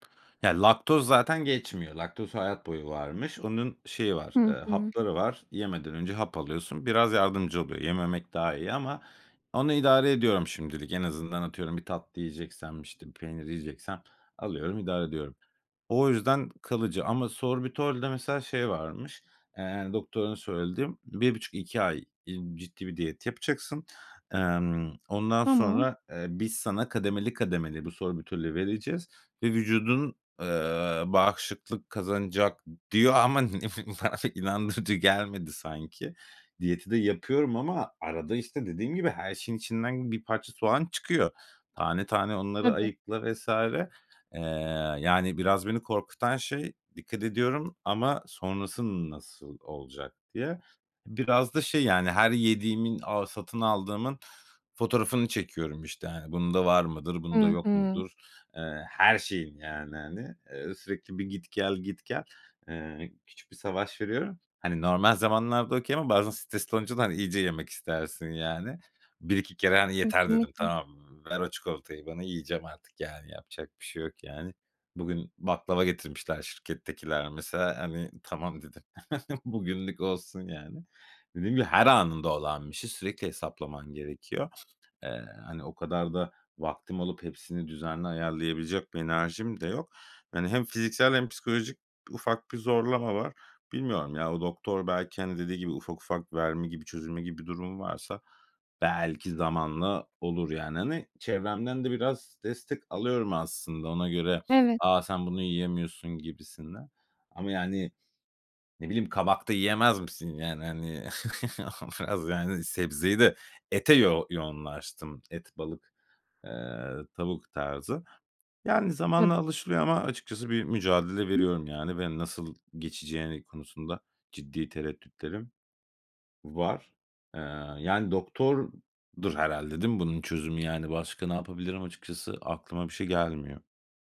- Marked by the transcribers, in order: other background noise; chuckle; laughing while speaking: "inandırıcı"; in English: "okay"; chuckle; chuckle; unintelligible speech
- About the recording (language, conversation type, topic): Turkish, advice, Yeni sağlık tanınızdan sonra yaşadığınız belirsizlik ve korku hakkında nasıl hissediyorsunuz?